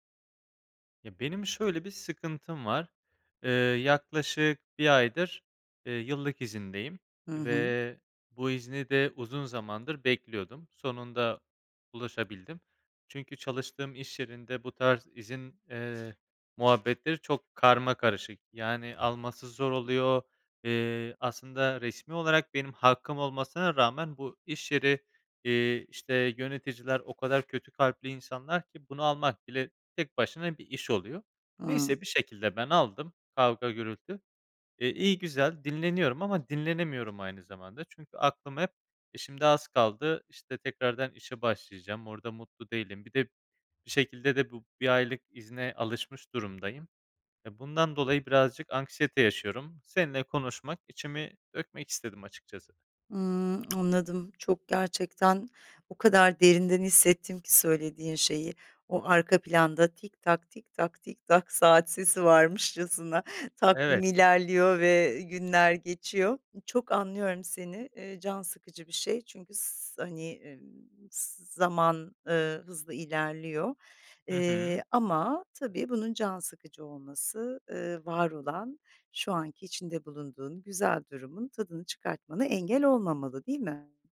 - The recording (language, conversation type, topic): Turkish, advice, İşten tükenmiş hissedip işe geri dönmekten neden korkuyorsun?
- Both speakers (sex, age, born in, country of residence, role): female, 50-54, Turkey, Italy, advisor; male, 25-29, Turkey, Spain, user
- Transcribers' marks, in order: other background noise; tapping